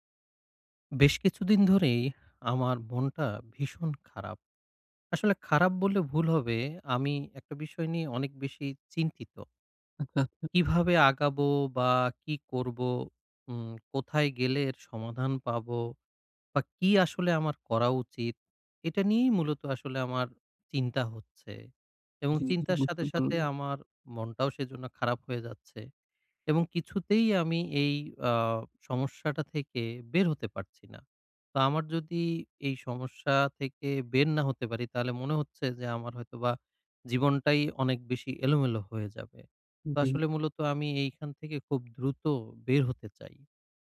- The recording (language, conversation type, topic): Bengali, advice, পরিবর্তনের সঙ্গে দ্রুত মানিয়ে নিতে আমি কীভাবে মানসিকভাবে স্থির থাকতে পারি?
- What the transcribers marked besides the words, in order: chuckle; other background noise